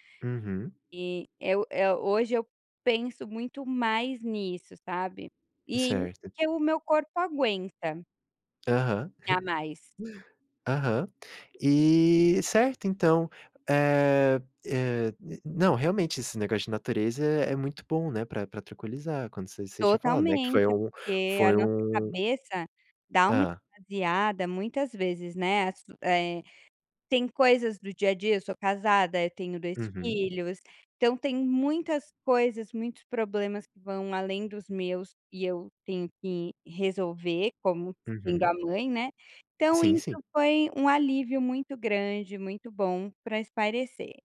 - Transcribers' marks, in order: chuckle
- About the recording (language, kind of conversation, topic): Portuguese, podcast, Qual encontro com a natureza você nunca vai esquecer?